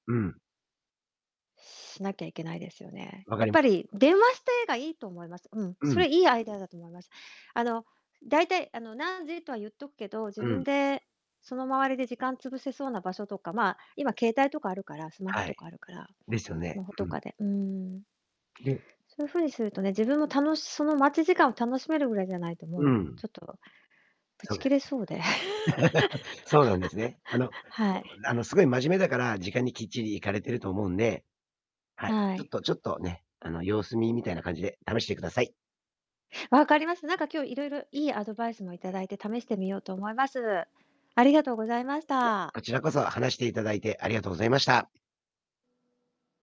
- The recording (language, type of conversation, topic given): Japanese, advice, 約束を何度も破る友人にはどう対処すればいいですか？
- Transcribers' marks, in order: mechanical hum; unintelligible speech; chuckle; laughing while speaking: "ぶち切れそうで"; laugh; other background noise